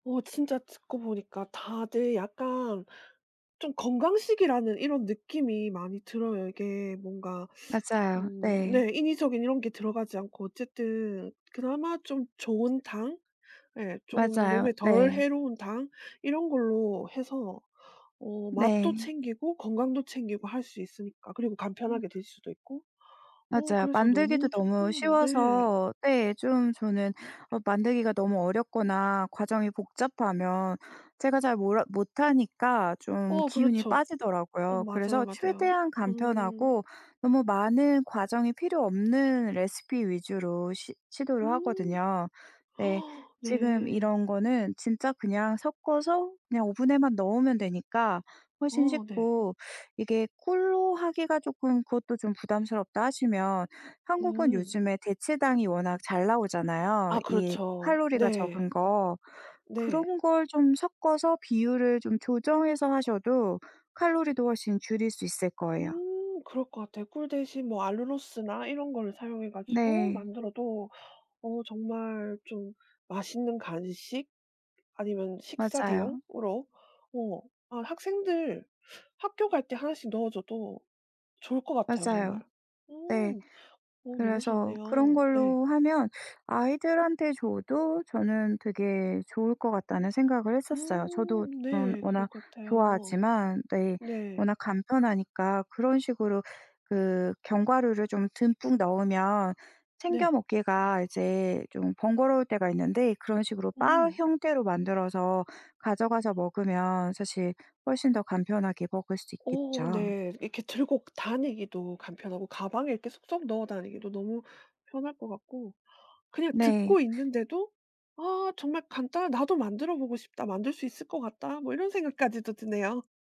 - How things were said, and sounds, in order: tapping; gasp
- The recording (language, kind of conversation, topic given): Korean, podcast, 집에서 즐겨 만드는 음식은 무엇인가요?